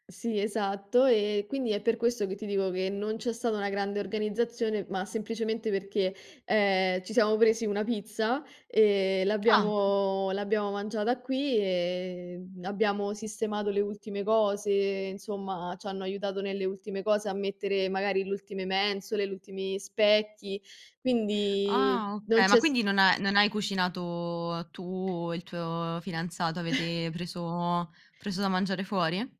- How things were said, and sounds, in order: tapping; chuckle
- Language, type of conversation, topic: Italian, podcast, Come hai organizzato una cena per fare bella figura con i tuoi ospiti?